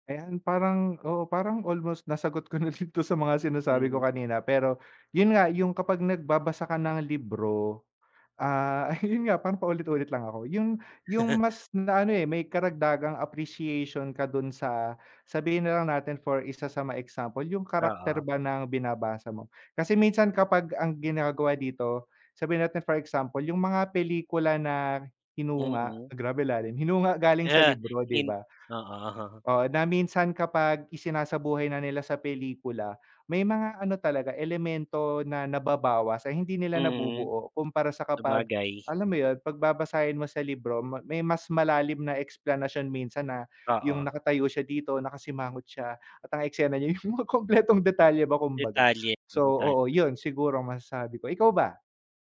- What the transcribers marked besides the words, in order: laugh
- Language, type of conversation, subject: Filipino, unstructured, Mas gusto mo bang magbasa ng libro o manood ng pelikula?